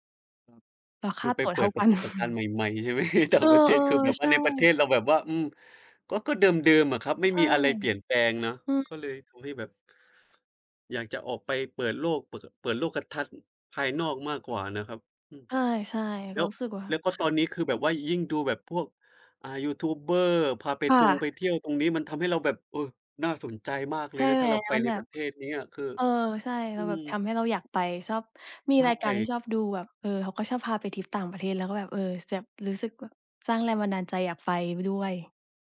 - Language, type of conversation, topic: Thai, unstructured, สถานที่ไหนที่ทำให้คุณรู้สึกทึ่งมากที่สุด?
- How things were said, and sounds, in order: laughing while speaking: "ใช่ไหม ?"; chuckle